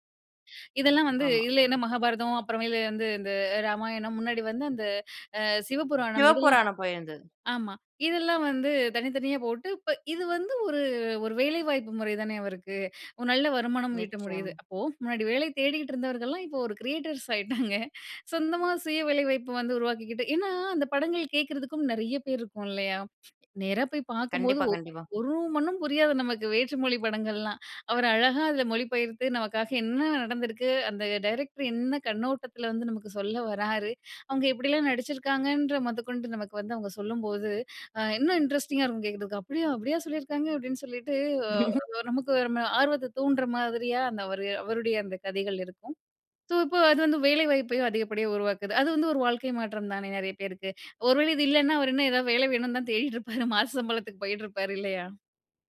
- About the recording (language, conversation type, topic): Tamil, podcast, ஸ்ட்ரீமிங் சேனல்கள் வாழ்க்கையை எப்படி மாற்றின என்று நினைக்கிறாய்?
- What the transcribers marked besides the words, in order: laughing while speaking: "ஆயிட்டாங்க"; other background noise; chuckle; laughing while speaking: "தேடிட்டு இருப்பாரு மாச"